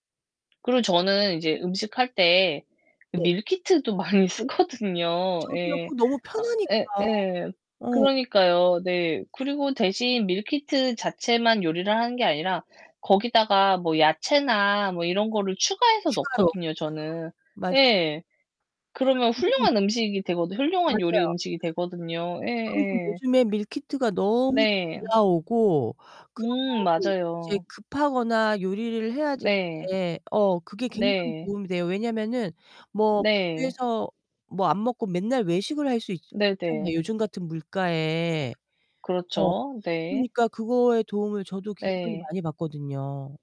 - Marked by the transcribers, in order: tapping; laughing while speaking: "많이 쓰거든요"; distorted speech; unintelligible speech
- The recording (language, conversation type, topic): Korean, unstructured, 음식을 준비할 때 가장 중요하다고 생각하는 점은 무엇인가요?